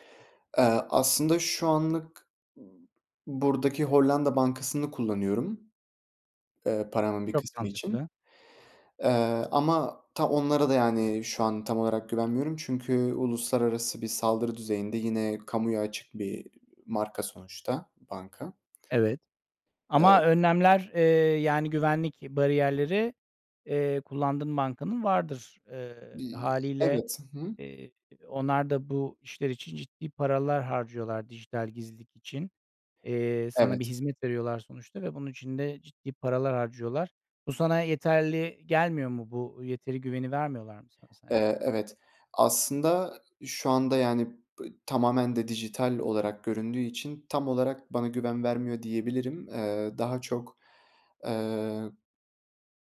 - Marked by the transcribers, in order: other noise; other background noise
- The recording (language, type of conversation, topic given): Turkish, podcast, Dijital gizliliğini korumak için neler yapıyorsun?